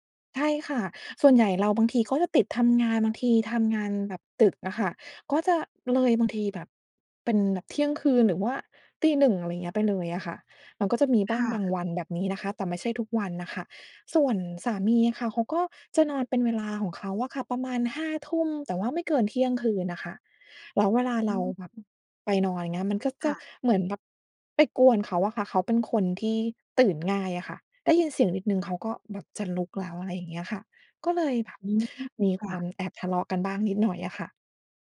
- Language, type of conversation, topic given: Thai, advice, ต่างเวลาเข้านอนกับคนรักทำให้ทะเลาะกันเรื่องการนอน ควรทำอย่างไรดี?
- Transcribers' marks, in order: other background noise; tapping